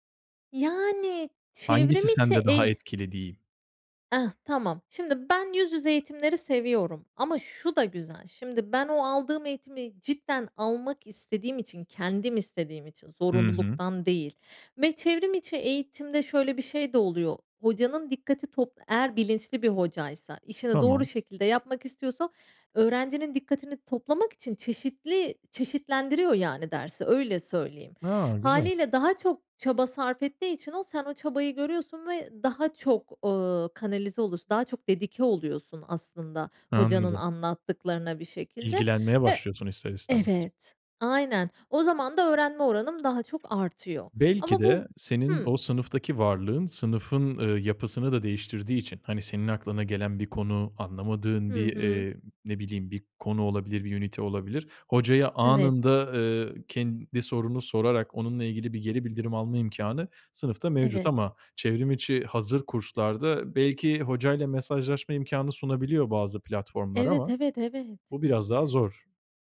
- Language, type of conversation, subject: Turkish, podcast, Online derslerle yüz yüze eğitimi nasıl karşılaştırırsın, neden?
- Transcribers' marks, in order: other background noise; tapping